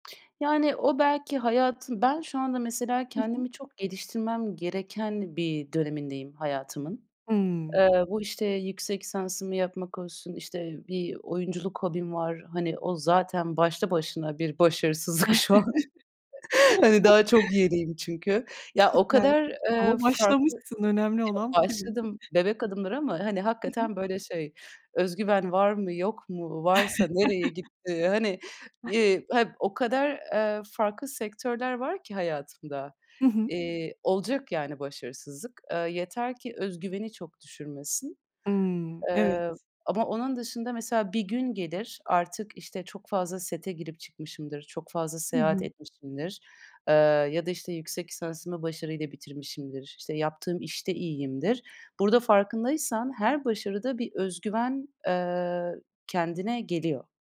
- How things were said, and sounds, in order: chuckle; laughing while speaking: "başarısızlık şu an"; other background noise; unintelligible speech; chuckle
- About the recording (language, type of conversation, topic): Turkish, podcast, Başarısızlıklardan sonra nasıl toparlanıyorsun?